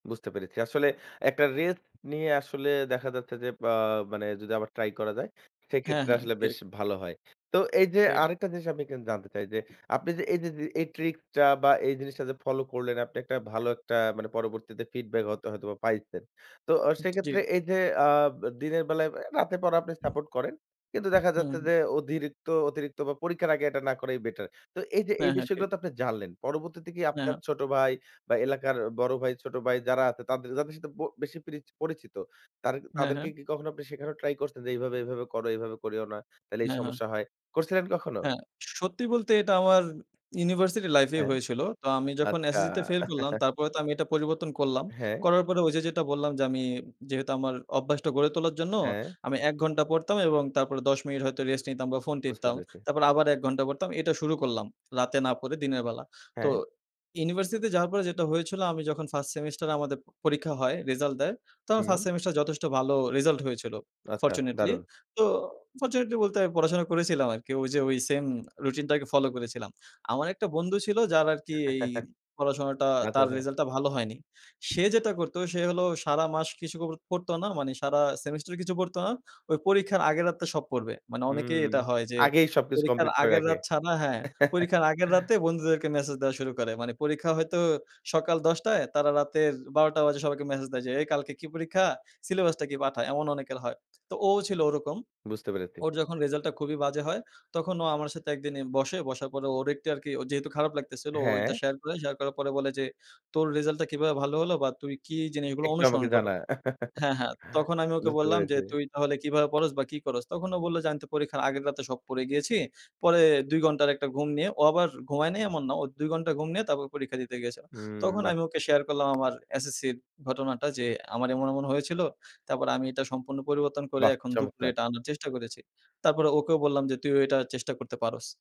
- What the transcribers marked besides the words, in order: "রেস্ট" said as "রেত"; other background noise; chuckle; in English: "ফরচুনেটলি"; in English: "ফরচুনেটলি"; chuckle; chuckle; chuckle
- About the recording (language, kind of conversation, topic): Bengali, podcast, তুমি কীভাবে পুরনো শেখা ভুল অভ্যাসগুলো ছেড়ে নতুনভাবে শিখছো?